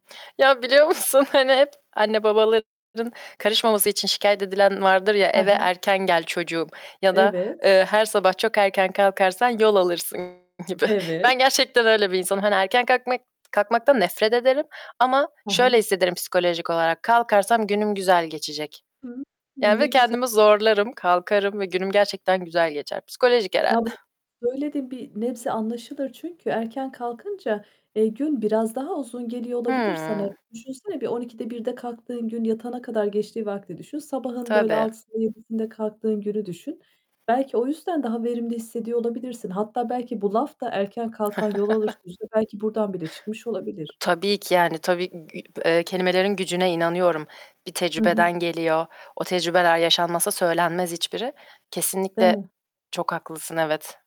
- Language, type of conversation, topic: Turkish, podcast, Gelenekler modern hayatla çeliştiğinde nasıl davranıyorsun?
- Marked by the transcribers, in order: static; tapping; distorted speech; other background noise; chuckle